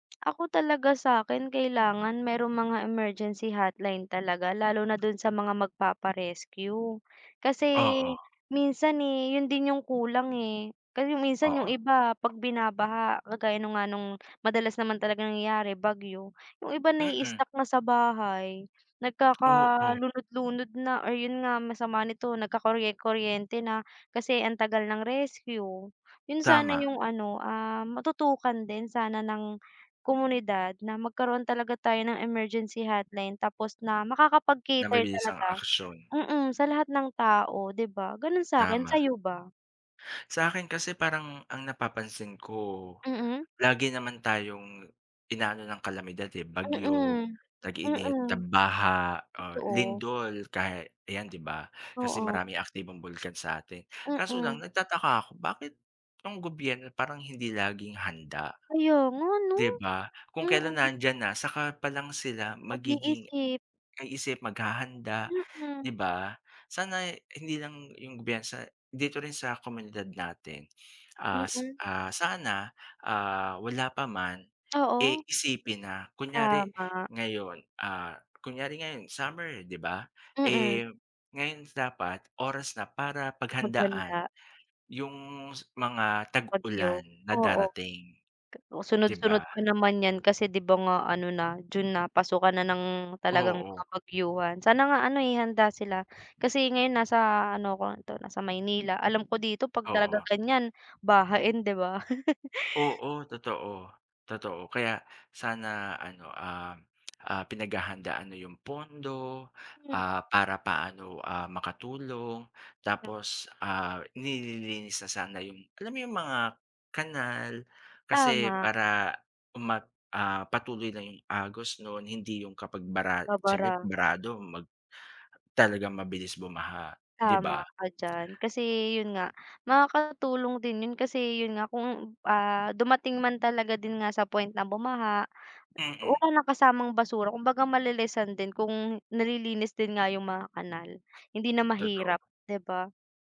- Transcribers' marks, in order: other background noise; tapping; "bansa" said as "biyansa"; laughing while speaking: "di ba"; unintelligible speech
- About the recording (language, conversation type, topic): Filipino, unstructured, Paano mo inilalarawan ang pagtutulungan ng komunidad sa panahon ng sakuna?